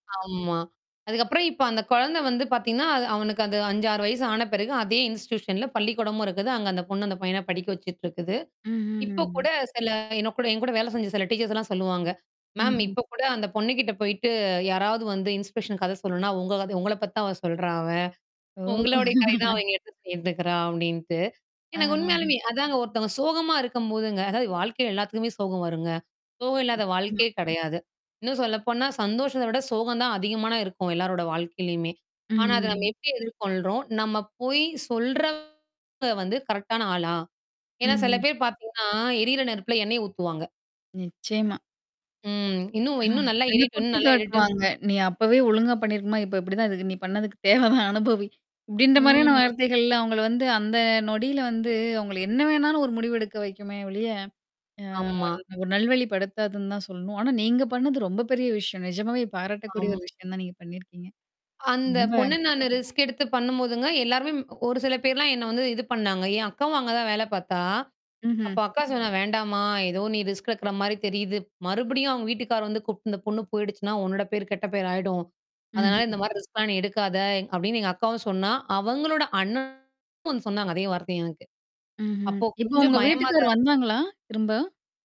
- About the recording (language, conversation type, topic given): Tamil, podcast, ஒருவர் சோகமாகப் பேசும்போது அவர்களுக்கு ஆதரவாக நீங்கள் என்ன சொல்வீர்கள்?
- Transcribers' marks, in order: in English: "இன்ஸ்டியூசன்ல"; other background noise; distorted speech; in English: "இன்ஸ்பிரேஷன்"; laugh; unintelligible speech; "அதிகமா" said as "அதிகமான"; tapping; chuckle; laughing while speaking: "தேவைதான் அனுபவி"; static